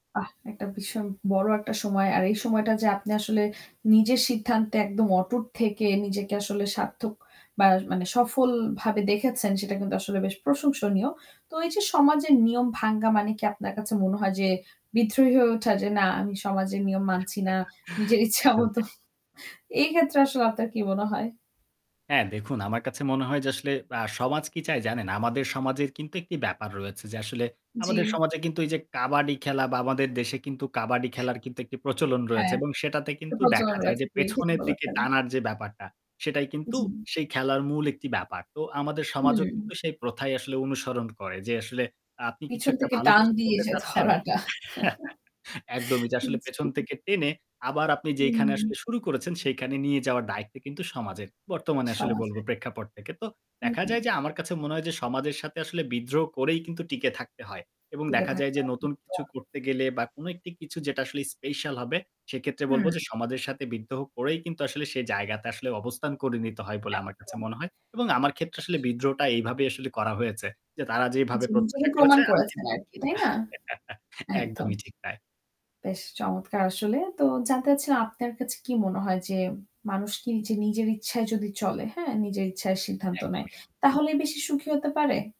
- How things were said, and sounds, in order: static; tapping; chuckle; distorted speech; laughing while speaking: "ইচ্ছা মত"; other noise; chuckle; laughing while speaking: "যে ধরাটা"; chuckle; unintelligible speech; unintelligible speech; chuckle
- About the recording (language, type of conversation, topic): Bengali, podcast, সমাজের প্রত্যাশা উপেক্ষা করে নিজে সিদ্ধান্ত নেওয়ার অভিজ্ঞতা কেমন ছিল?